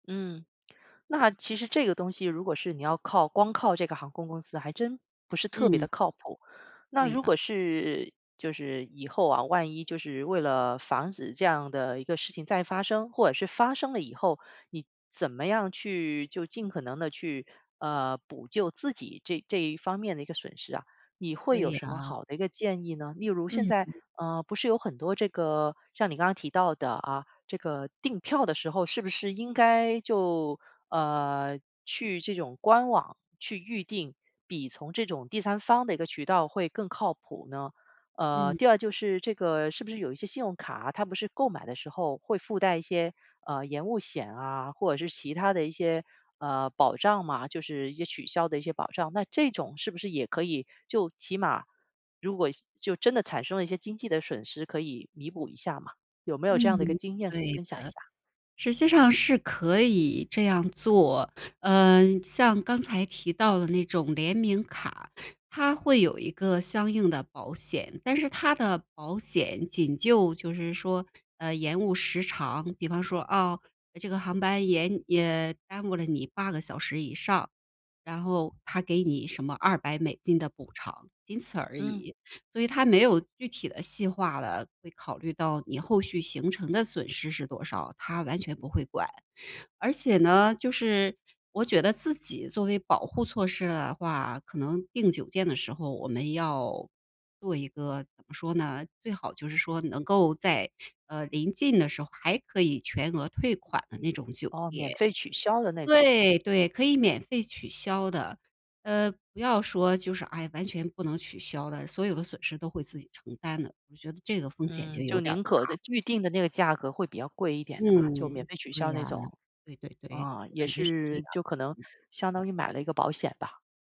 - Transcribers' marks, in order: other background noise
- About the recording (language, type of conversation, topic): Chinese, podcast, 航班被取消后，你有没有临时调整行程的经历？